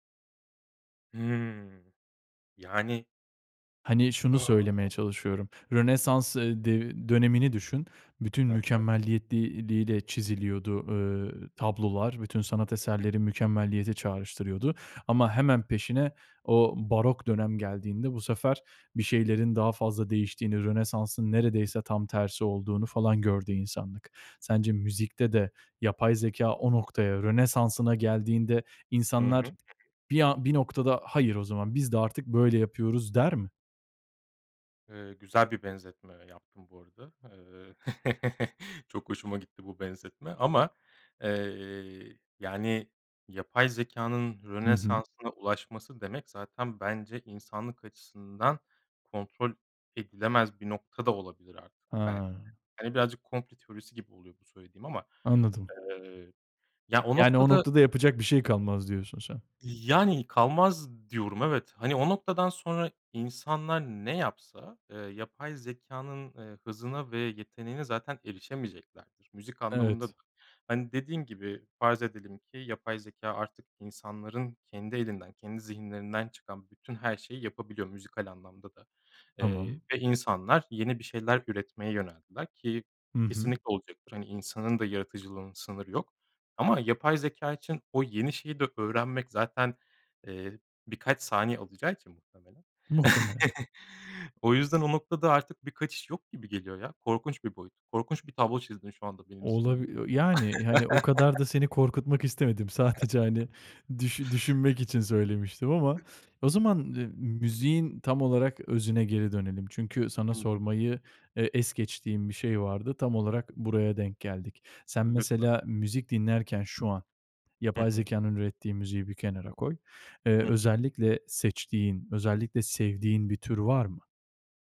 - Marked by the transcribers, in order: other background noise; chuckle; chuckle; unintelligible speech; chuckle
- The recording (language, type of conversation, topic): Turkish, podcast, Bir şarkıda seni daha çok melodi mi yoksa sözler mi etkiler?
- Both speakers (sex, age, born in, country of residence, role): male, 25-29, Turkey, Italy, host; male, 35-39, Turkey, Germany, guest